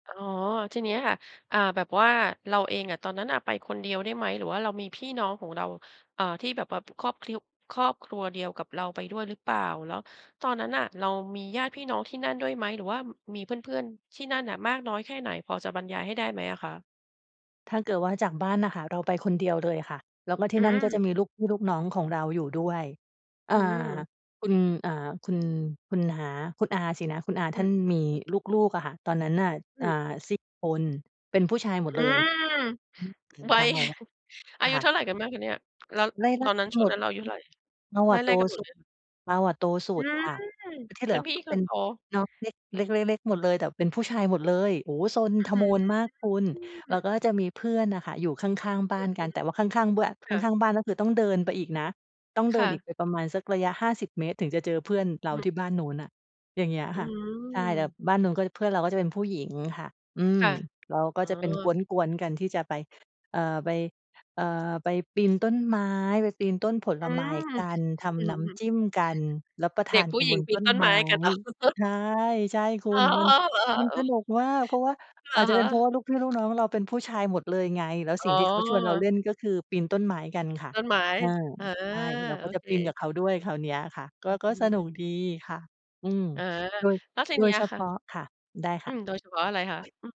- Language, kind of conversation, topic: Thai, podcast, คุณมีความทรงจำเกี่ยวกับธรรมชาติในวัยเด็กอย่างไรบ้าง?
- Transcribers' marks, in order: chuckle; laughing while speaking: "อือฮึ"; laughing while speaking: "เหรอ ?"; chuckle; other background noise